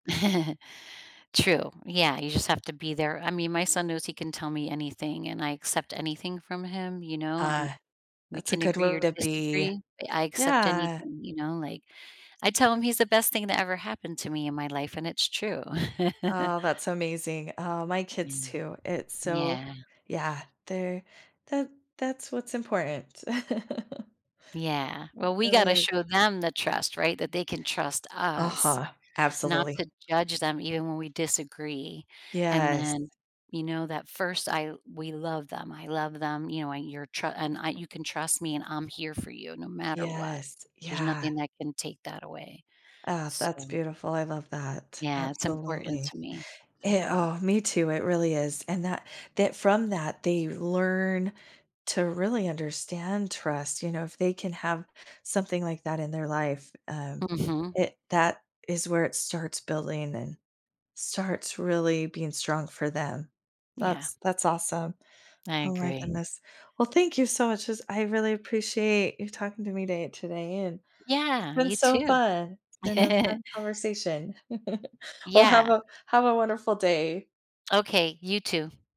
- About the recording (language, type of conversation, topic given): English, unstructured, How does trust shape the way people connect and grow together in relationships?
- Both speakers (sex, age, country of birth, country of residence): female, 45-49, United States, United States; female, 45-49, United States, United States
- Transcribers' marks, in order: chuckle; chuckle; chuckle; chuckle